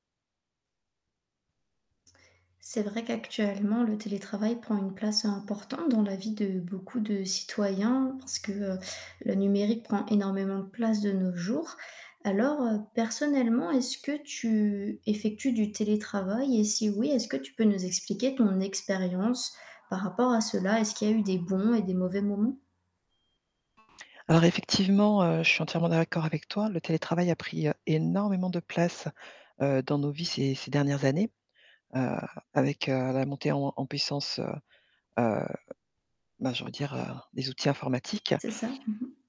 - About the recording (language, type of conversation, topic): French, podcast, Comment s’est passée ton expérience du télétravail, avec ses bons et ses mauvais côtés ?
- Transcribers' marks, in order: static; other street noise; mechanical hum